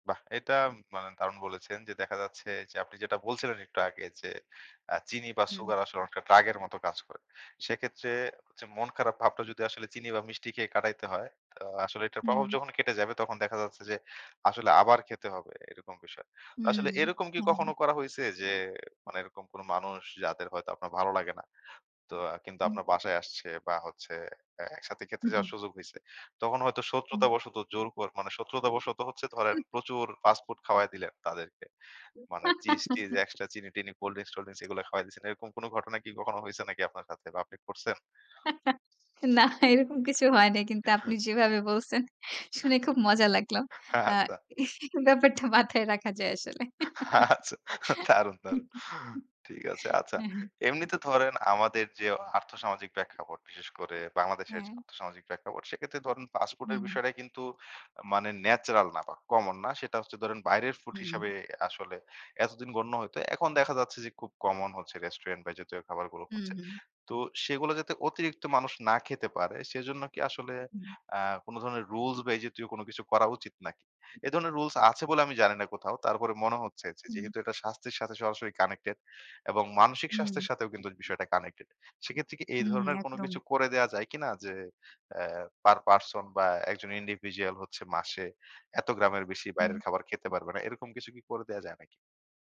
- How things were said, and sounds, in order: other background noise; chuckle; tapping; laugh; chuckle; chuckle; laughing while speaking: "না এরকম কিছু হয় নাই … রাখা যায় আসলে"; laughing while speaking: "আচ্ছা"; laughing while speaking: "আচ্ছা দারুন দারুন"; laugh; in English: "individual"
- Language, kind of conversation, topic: Bengali, podcast, খাদ্যাভ্যাস কি আপনার মানসিক চাপের ওপর প্রভাব ফেলে?